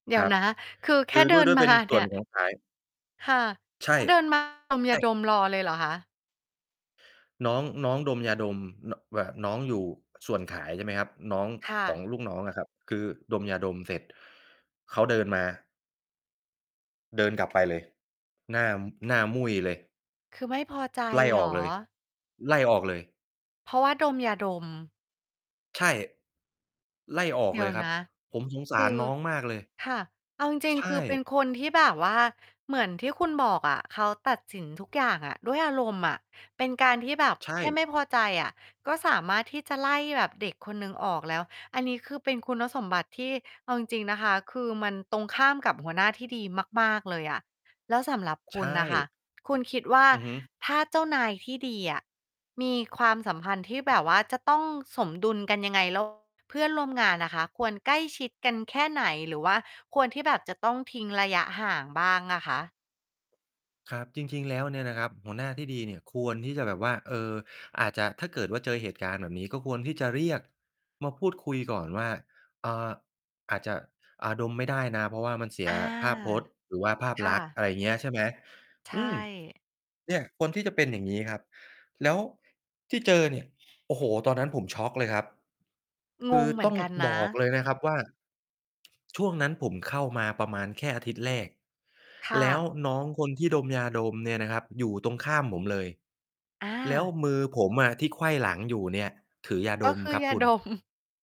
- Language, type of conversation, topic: Thai, podcast, หัวหน้าที่ดีควรมีลักษณะอะไรบ้าง?
- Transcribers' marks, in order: distorted speech; mechanical hum; chuckle